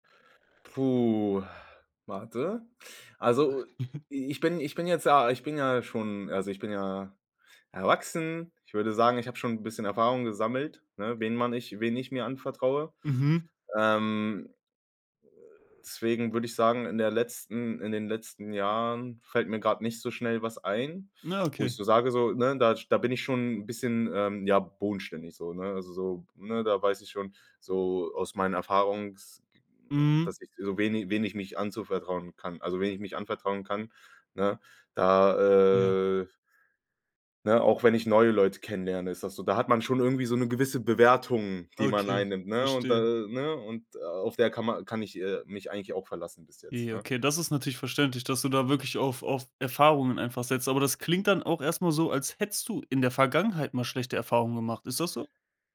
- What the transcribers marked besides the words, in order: chuckle; drawn out: "äh"
- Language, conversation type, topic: German, podcast, Was ist dir wichtig, um Vertrauen wieder aufzubauen?
- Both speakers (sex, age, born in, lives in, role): male, 20-24, Germany, Germany, host; male, 25-29, Germany, Germany, guest